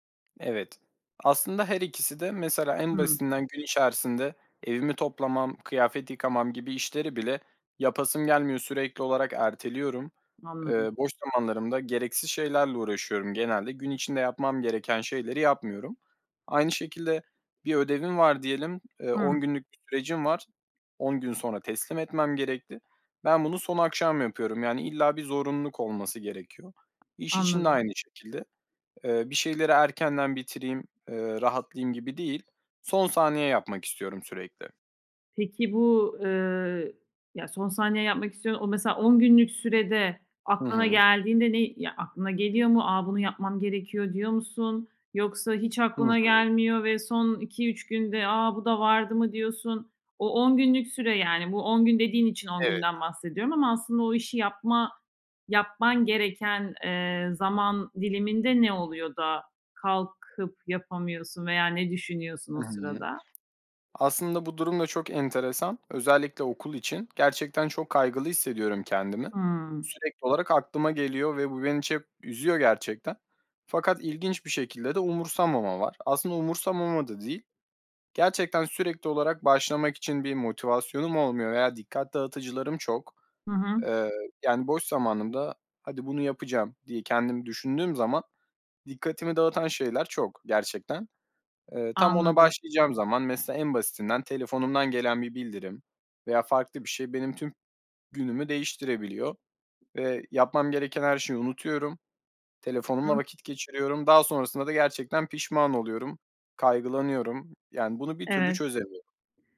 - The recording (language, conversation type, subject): Turkish, advice, Sürekli erteleme yüzünden hedeflerime neden ulaşamıyorum?
- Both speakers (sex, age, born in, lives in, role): female, 40-44, Turkey, Hungary, advisor; male, 20-24, Turkey, Poland, user
- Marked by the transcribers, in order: other background noise